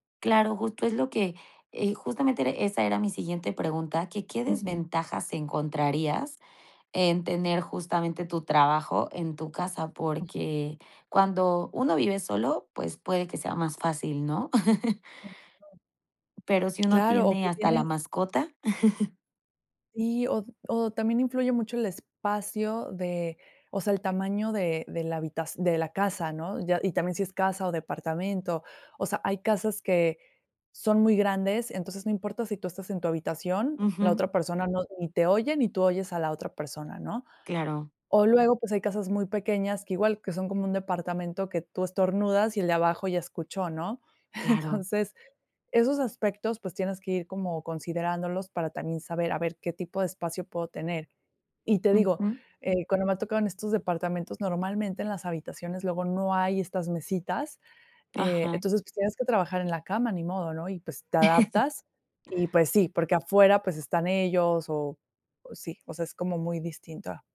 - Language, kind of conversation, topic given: Spanish, podcast, ¿Cómo organizarías un espacio de trabajo pequeño en casa?
- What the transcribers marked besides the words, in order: chuckle; chuckle; laughing while speaking: "Entonces"; chuckle